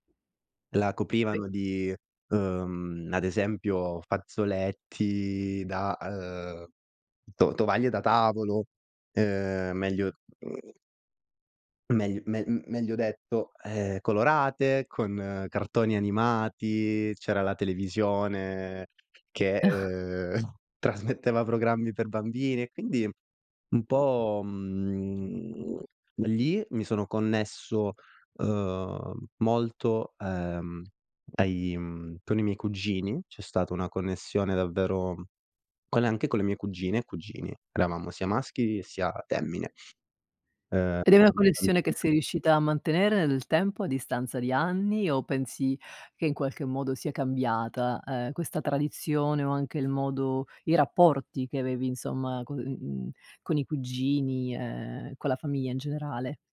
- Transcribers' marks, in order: unintelligible speech; chuckle; laughing while speaking: "trasmetteva"; other background noise
- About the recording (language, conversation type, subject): Italian, podcast, Qual è una tradizione di famiglia che ti emoziona?